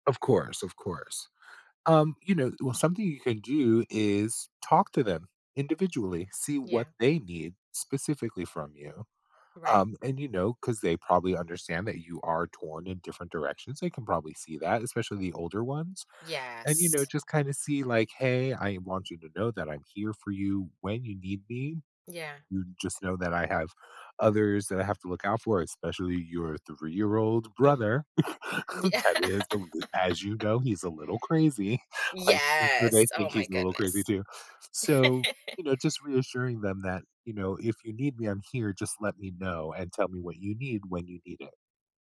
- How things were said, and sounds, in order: other background noise; tapping; chuckle; laughing while speaking: "Yeah"; laugh; chuckle; laugh
- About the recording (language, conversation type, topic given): English, advice, How can I manage feeling overwhelmed by daily responsibilities?
- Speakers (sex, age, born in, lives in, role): female, 35-39, United States, United States, user; male, 50-54, United States, United States, advisor